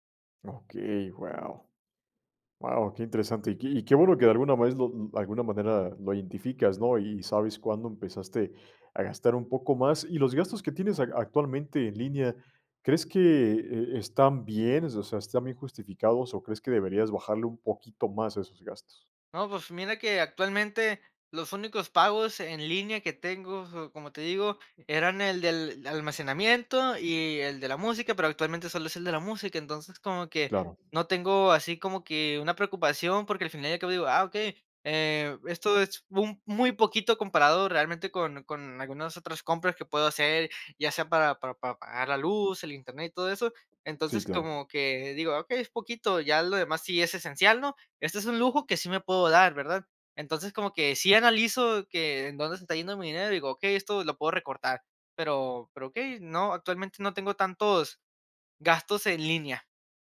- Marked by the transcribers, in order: none
- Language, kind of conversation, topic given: Spanish, podcast, ¿Qué retos traen los pagos digitales a la vida cotidiana?